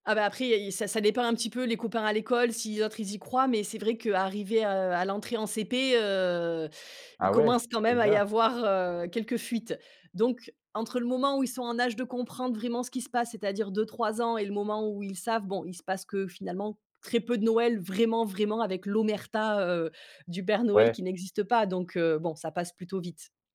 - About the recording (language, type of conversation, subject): French, podcast, Peux-tu raconter une tradition familiale liée au partage des repas ?
- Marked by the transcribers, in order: stressed: "vraiment"